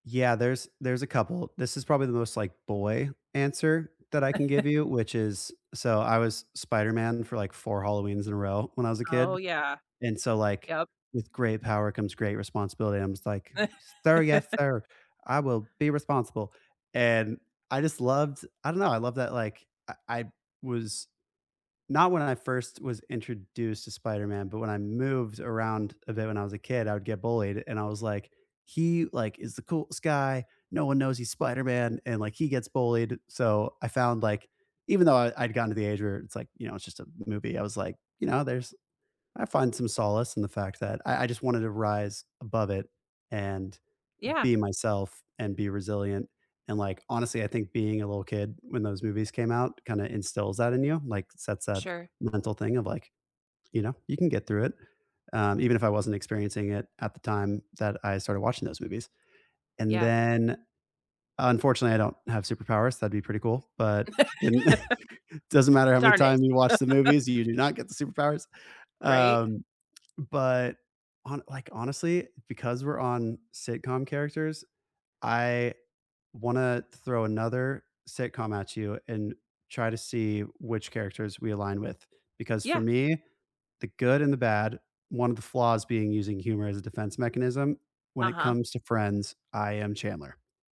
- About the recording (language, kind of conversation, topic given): English, unstructured, Which fictional character do you secretly see yourself in, and why does it resonate?
- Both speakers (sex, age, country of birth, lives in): female, 35-39, United States, United States; male, 30-34, United States, United States
- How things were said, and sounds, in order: chuckle; chuckle; put-on voice: "Sir, yes, sir. I will be responsible"; tapping; laugh; laugh; chuckle